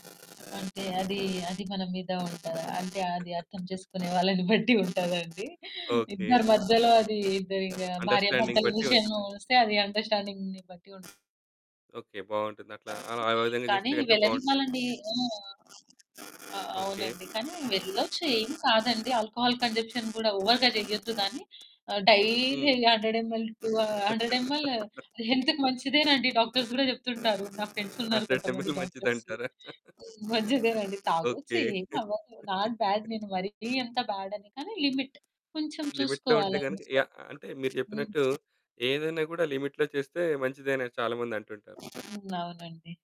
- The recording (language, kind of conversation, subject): Telugu, podcast, పని, విశ్రాంతి మధ్య సమతుల్యం కోసం మీరు పాటించే ప్రధాన నియమం ఏమిటి?
- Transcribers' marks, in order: mechanical hum; chuckle; giggle; in English: "అండర్‌స్టాండింగ్"; in English: "అండర్‌స్టాండింగ్‌ని"; in English: "ఆల్కహాల్ కన్సంప్షన్"; in English: "ఓవర్‌గా"; in English: "డైలీ హండ్రెడ్ ఎంఎల్ టూ హండ్రెడ్ ఎంఎల్ హెల్త్‌కి"; laugh; in English: "డాక్టర్స్"; in English: "ఫ్రెండ్స్"; in English: "హండ్రెడ్ ఎంఎల్"; chuckle; in English: "డాక్టర్స్"; chuckle; in English: "నాట్ బ్యాడ్"; in English: "లిమిట్"; in English: "లిమిట్‌లో"; in English: "లిమిట్‌లో"